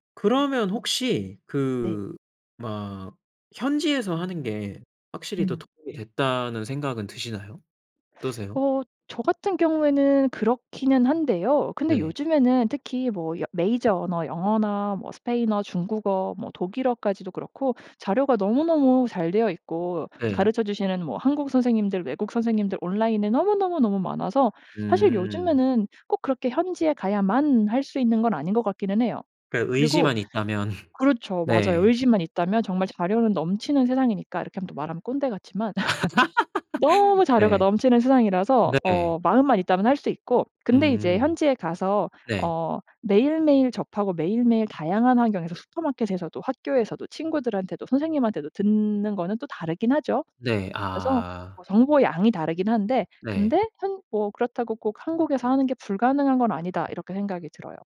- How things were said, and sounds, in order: other background noise; teeth sucking; in English: "메이저"; laugh; laugh
- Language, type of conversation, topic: Korean, podcast, 언어나 이름 때문에 소외감을 느껴본 적이 있나요?